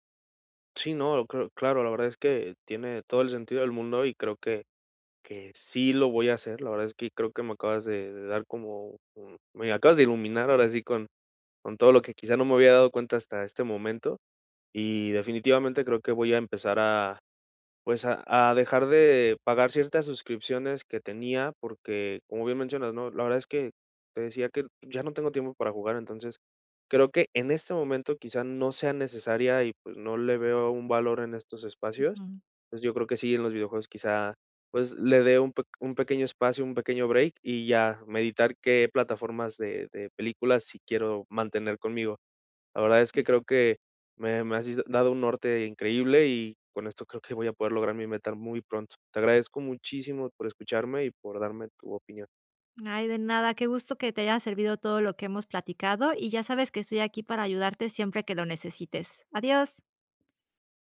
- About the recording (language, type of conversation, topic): Spanish, advice, ¿Por qué no logro ahorrar nada aunque reduzco gastos?
- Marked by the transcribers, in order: tapping; other noise